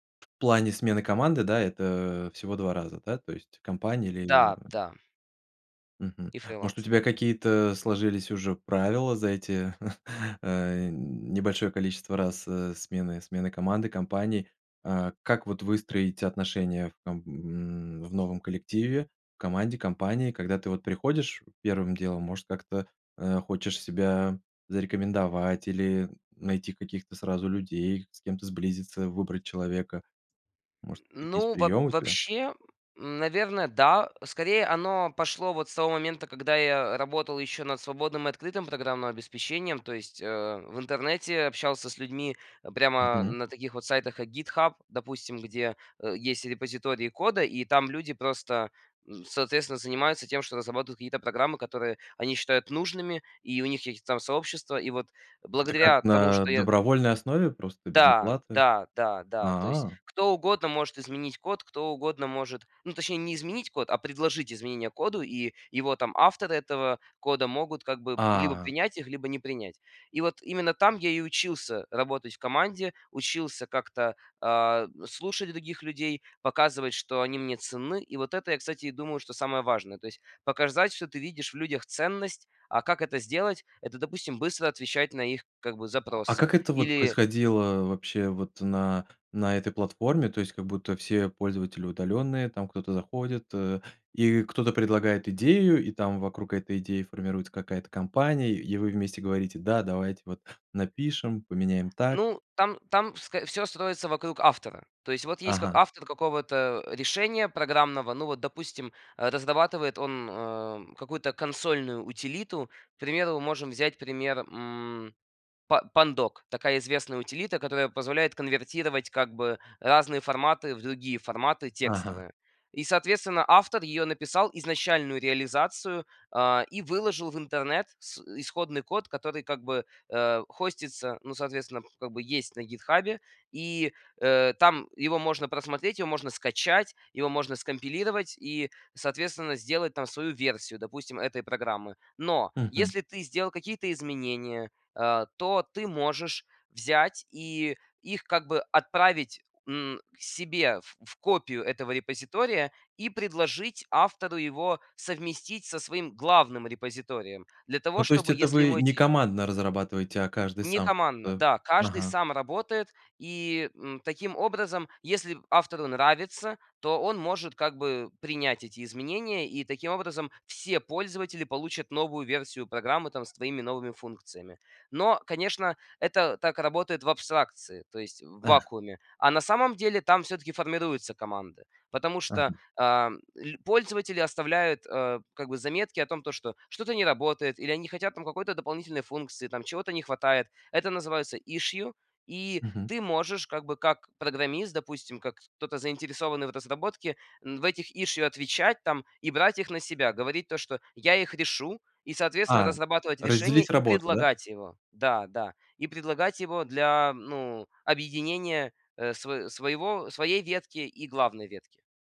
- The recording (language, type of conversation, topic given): Russian, podcast, Как вы выстраиваете доверие в команде?
- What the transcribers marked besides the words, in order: other background noise; chuckle; surprised: "А"; tapping; in English: "issue"; in English: "issue"